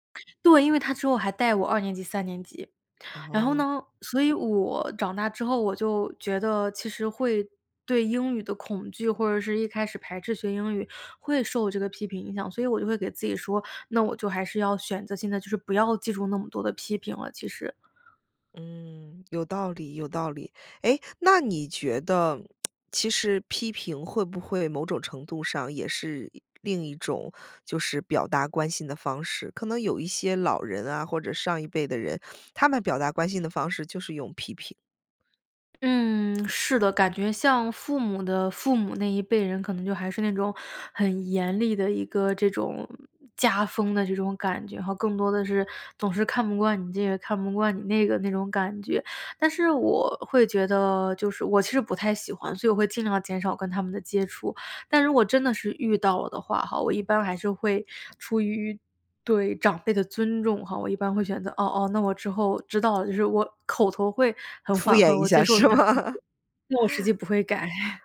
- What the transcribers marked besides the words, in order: other noise; tapping; lip smack; other background noise; laughing while speaking: "敷衍一下是吗？"; chuckle; laughing while speaking: "改"
- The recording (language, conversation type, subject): Chinese, podcast, 你家里平时是赞美多还是批评多？